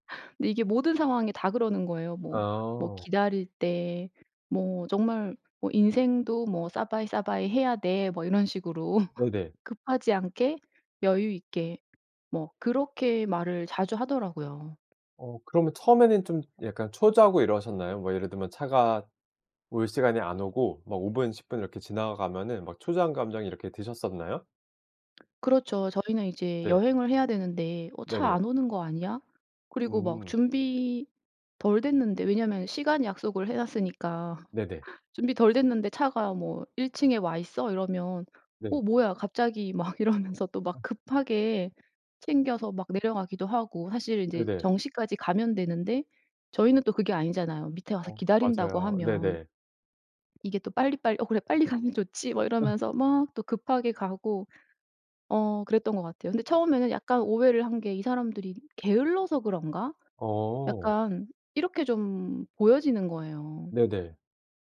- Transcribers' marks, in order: in Thai: "สบาย สบาย"; laugh; tapping; laugh; laughing while speaking: "막 이러면서"; laugh
- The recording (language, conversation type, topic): Korean, podcast, 여행 중 낯선 사람에게서 문화 차이를 배웠던 경험을 이야기해 주실래요?